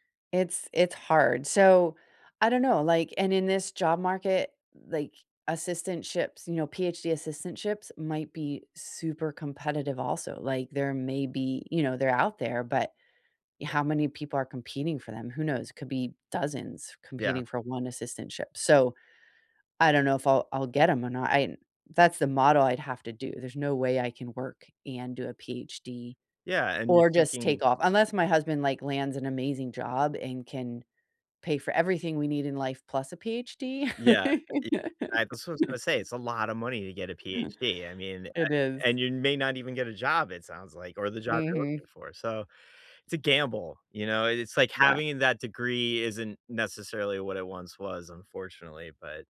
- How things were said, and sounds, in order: tapping; chuckle; other background noise
- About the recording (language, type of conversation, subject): English, unstructured, What are you actively working toward in your personal life right now, and what is guiding you?
- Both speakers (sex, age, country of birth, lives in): female, 45-49, United States, United States; male, 45-49, United States, United States